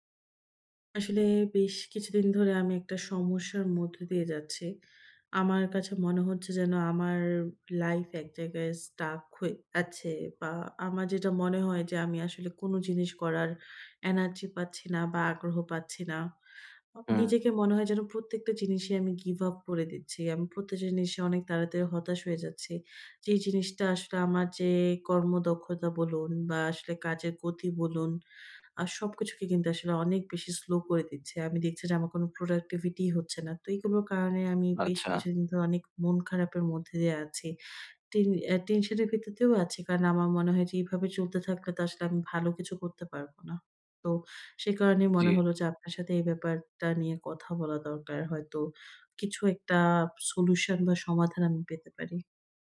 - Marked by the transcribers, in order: other background noise; tapping; in English: "stuck"; in English: "solution"
- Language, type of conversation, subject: Bengali, advice, ধীর অগ্রগতির সময় আমি কীভাবে অনুপ্রেরণা বজায় রাখব এবং নিজেকে কীভাবে পুরস্কৃত করব?